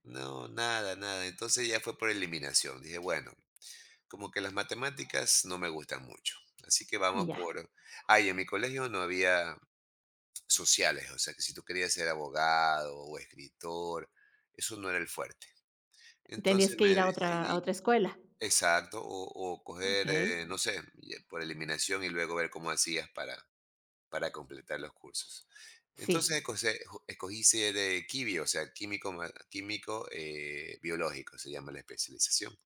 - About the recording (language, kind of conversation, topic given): Spanish, podcast, ¿Cómo decides a qué quieres dedicarte en la vida?
- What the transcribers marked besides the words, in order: none